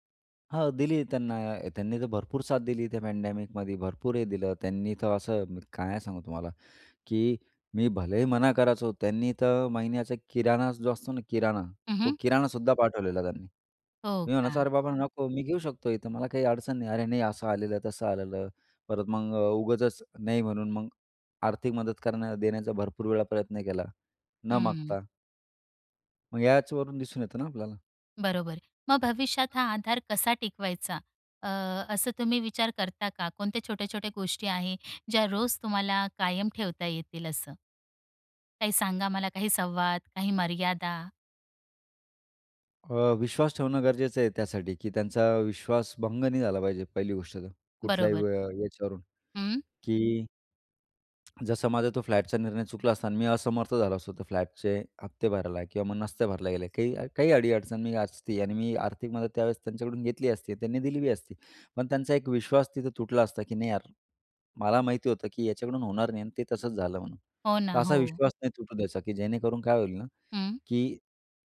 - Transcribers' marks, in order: in English: "पँडॅमिकमध्ये"
- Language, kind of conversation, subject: Marathi, podcast, तुमच्या आयुष्यातला मुख्य आधार कोण आहे?